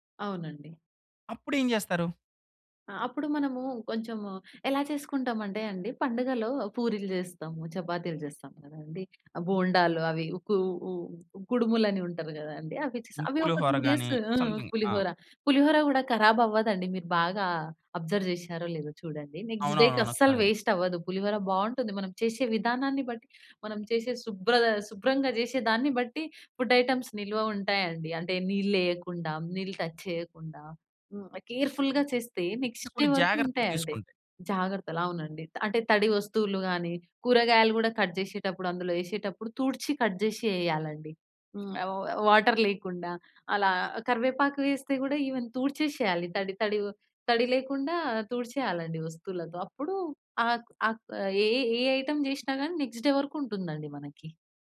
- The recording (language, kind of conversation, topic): Telugu, podcast, మిగిలిన ఆహారాన్ని మీరు ఎలా ఉపయోగిస్తారు?
- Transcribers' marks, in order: tapping; in English: "టూ"; in English: "సమ్‌థింగ్"; in Hindi: "కరాబ్"; in English: "అబ్జర్వ్"; in English: "నెక్స్ట్ డేకి"; in English: "వేస్ట్"; unintelligible speech; in English: "ఫుడ్ ఐటెమ్స్"; in English: "టచ్"; in English: "కేర్‌ఫుల్‌గా"; in English: "నెక్స్ట్ డే"; in English: "కట్"; in English: "కట్"; in English: "వాటర్"; in English: "ఈవెన్"; in English: "ఐటెమ్"; in English: "నెక్స్ట్ డే"